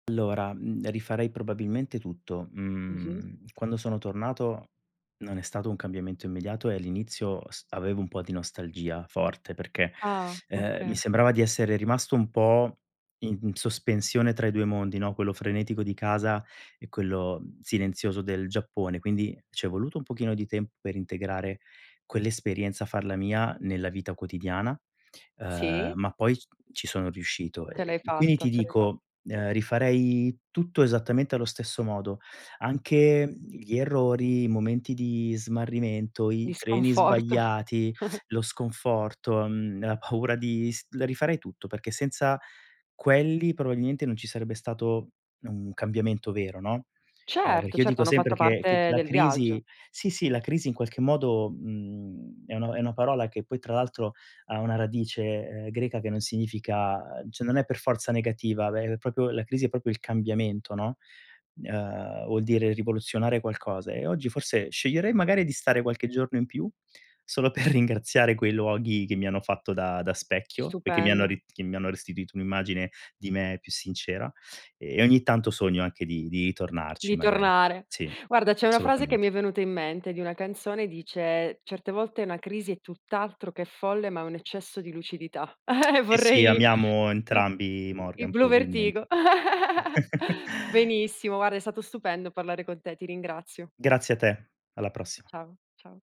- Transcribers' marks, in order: "Allora" said as "llora"; other background noise; tapping; "okay" said as "oka"; drawn out: "Sì"; drawn out: "rifarei"; laughing while speaking: "sconforto"; laughing while speaking: "paura"; chuckle; stressed: "quelli"; "probabilmente" said as "probaliente"; drawn out: "significa"; "cioè" said as "ceh"; "propri" said as "propio"; "vuol" said as "vuo"; laughing while speaking: "ringraziare"; stressed: "tutt'altro"; laughing while speaking: "Uhm, vorrei"; laugh; "guarda" said as "guara"; chuckle
- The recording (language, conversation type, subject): Italian, podcast, Qual è un viaggio che ti ha cambiato la vita?
- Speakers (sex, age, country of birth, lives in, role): female, 30-34, Italy, Italy, host; male, 40-44, Italy, Italy, guest